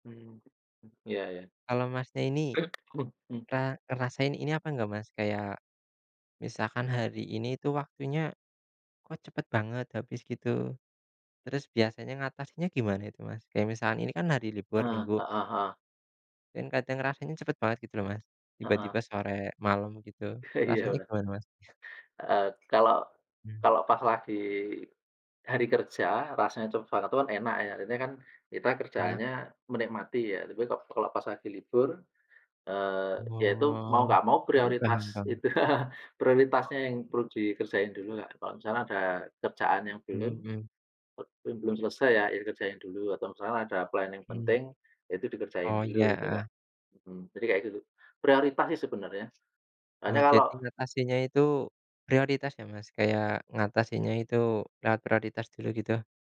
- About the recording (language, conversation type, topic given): Indonesian, unstructured, Bagaimana cara kamu mengatur waktu agar lebih produktif?
- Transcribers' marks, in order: other background noise; unintelligible speech; chuckle; unintelligible speech; chuckle; in English: "plan"